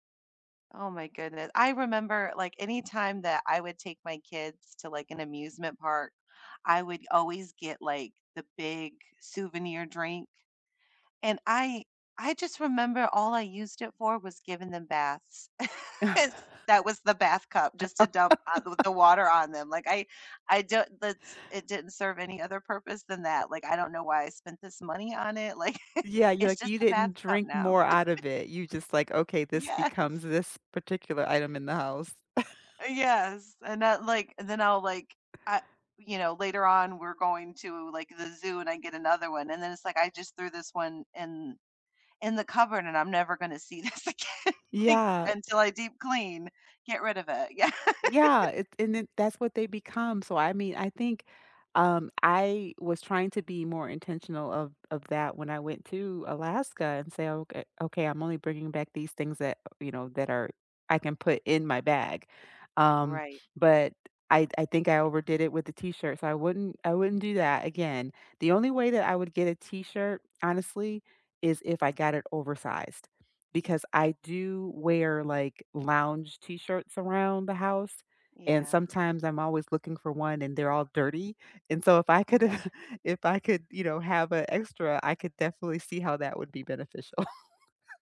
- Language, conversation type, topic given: English, unstructured, Which travel souvenirs are worth bringing home, which will you regret later, and how can you choose wisely?
- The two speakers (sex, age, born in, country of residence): female, 40-44, United States, United States; female, 50-54, United States, United States
- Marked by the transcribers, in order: laugh; laughing while speaking: "Yes"; chuckle; laugh; tapping; laughing while speaking: "like"; laugh; laughing while speaking: "Yes"; chuckle; laughing while speaking: "this again, like"; laughing while speaking: "yeah"; laughing while speaking: "could"; chuckle; laughing while speaking: "Yeah"; laughing while speaking: "beneficial"